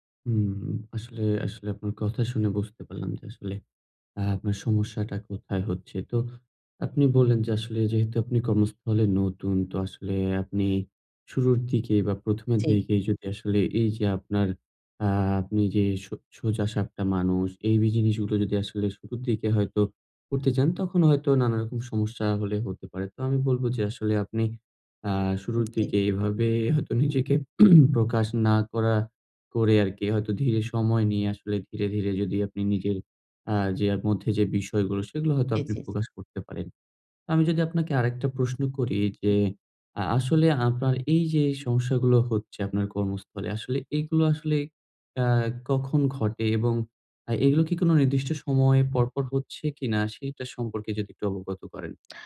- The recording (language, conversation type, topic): Bengali, advice, কর্মক্ষেত্রে নিজেকে আড়াল করে সবার সঙ্গে মানিয়ে চলার চাপ সম্পর্কে আপনি কীভাবে অনুভব করেন?
- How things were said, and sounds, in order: other background noise; throat clearing